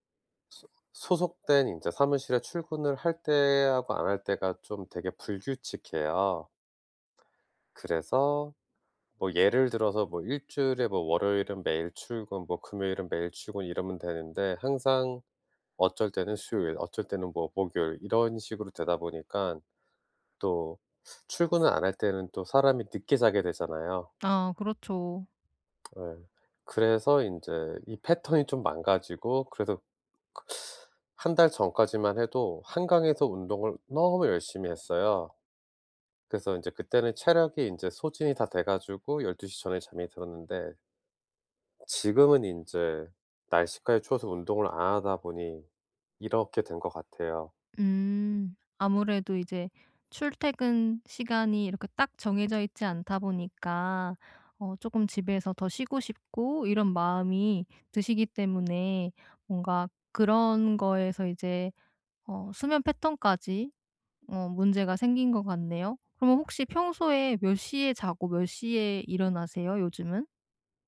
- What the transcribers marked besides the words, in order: tapping; teeth sucking
- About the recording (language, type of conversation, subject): Korean, advice, 하루 일과에 맞춰 규칙적인 수면 습관을 어떻게 시작하면 좋을까요?